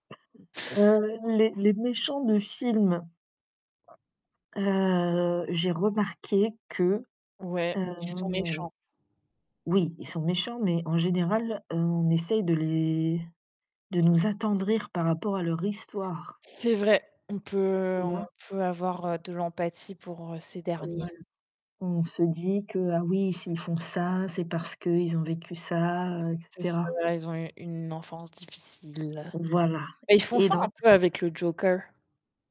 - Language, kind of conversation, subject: French, unstructured, Préféreriez-vous être le héros d’un livre ou le méchant d’un film ?
- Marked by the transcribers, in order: static; throat clearing; other background noise; drawn out: "Heu"; distorted speech; put-on voice: "joker"